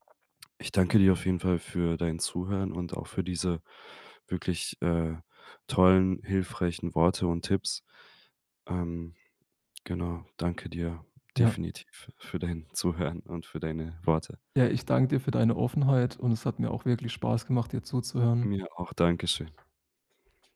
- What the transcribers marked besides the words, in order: other background noise
- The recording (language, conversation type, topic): German, advice, Wie finde ich heraus, welche Werte mir wirklich wichtig sind?